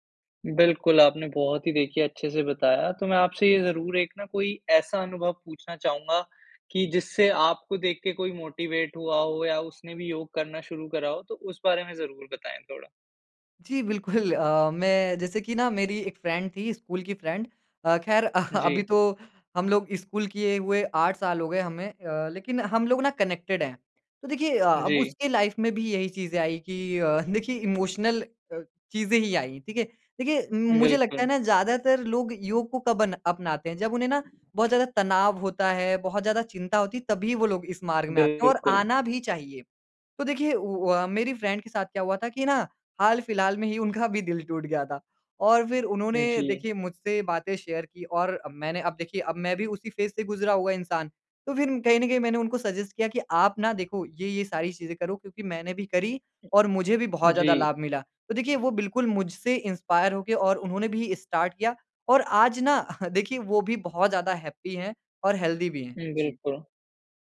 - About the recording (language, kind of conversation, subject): Hindi, podcast, योग ने आपके रोज़मर्रा के जीवन पर क्या असर डाला है?
- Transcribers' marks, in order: in English: "मोटिवेट"; chuckle; in English: "फ्रेंड"; in English: "फ्रेंड"; chuckle; in English: "कनेक्टेड"; in English: "लाइफ़"; chuckle; in English: "इमोशनल"; in English: "फ्रेंड"; laughing while speaking: "उनका भी दिल टूट गया था"; in English: "फेज़"; in English: "सजेस्ट"; in English: "इंस्पायर"; in English: "स्टार्ट"; chuckle; in English: "हैप्पी"; in English: "हेल्दी"